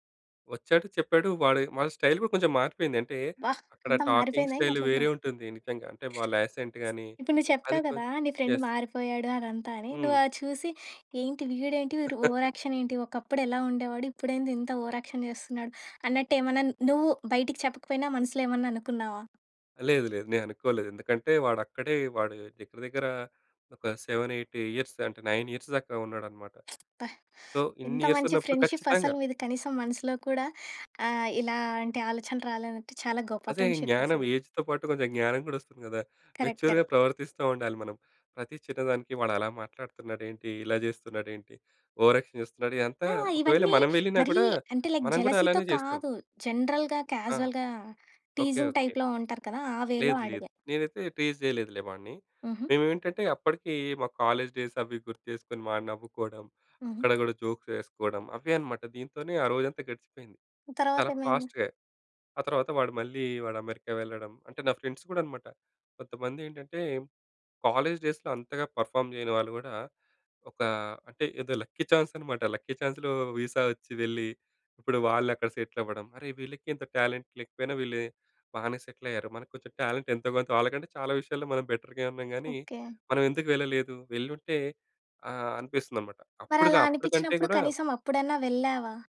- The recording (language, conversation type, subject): Telugu, podcast, విదేశం వెళ్లి జీవించాలా లేక ఇక్కడే ఉండాలా అనే నిర్ణయం ఎలా తీసుకుంటారు?
- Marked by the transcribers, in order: in English: "స్టైల్"; in English: "టాకింగ్"; other background noise; in English: "యాసెంట్"; in English: "ఫ్రెండ్"; in English: "యెస్"; in English: "ఓవర్ యాక్షన్"; chuckle; in English: "ఓవర్ యాక్షన్"; other noise; in English: "సెవెన్ ఎయిట్ ఇయర్స్"; in English: "నైన్ ఇయర్స్"; lip smack; in English: "సో"; in English: "ఫ్రెండ్‌షిప్"; in English: "ఫ్రెండ్‌షిప్"; in English: "ఏజ్‌తో"; in English: "కరెక్ట్. కరెక్ట్"; in English: "మెచ్యూర్‌గా"; in English: "ఓవర్ యాక్షన్"; in English: "లైక్ జలసీతో"; in English: "జనరల్‌గా, క్యాజువల్‌గా టీజింగ్ టైప్‌లో"; in English: "వేలో"; in English: "టీజ్"; in English: "కాలేజ్ డేస్"; tapping; in English: "జోక్స్"; in English: "ఫాస్ట్‌గా"; in English: "ఫ్రెండ్స్"; in English: "కాలేజ్ డేస్‌లో"; in English: "పర్‌ఫార్మ్"; in English: "లక్కీ చాన్స్"; in English: "లక్కీ చాన్స్‌లో విసా"; in English: "టాలెంట్"; in English: "టాలెంట్"; in English: "బెటర్‌గా"